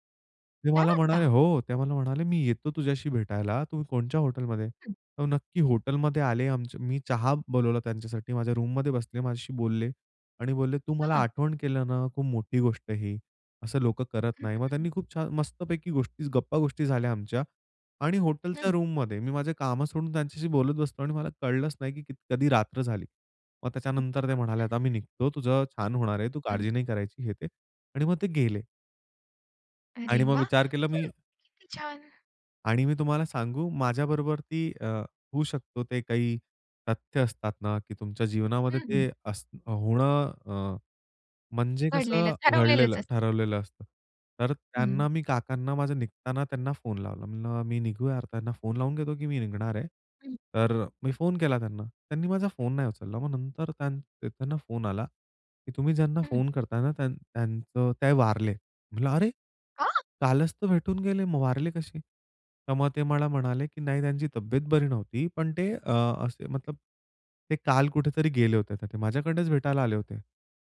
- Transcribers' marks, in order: surprised: "काय म्हणता?"; other background noise; tapping; surprised: "अरे! कालच तर भेटून गेले. मग वारले कसे?"; surprised: "आ"; in Hindi: "मतलब"
- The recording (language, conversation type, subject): Marathi, podcast, तुझ्या प्रदेशातील लोकांशी संवाद साधताना तुला कोणी काय शिकवलं?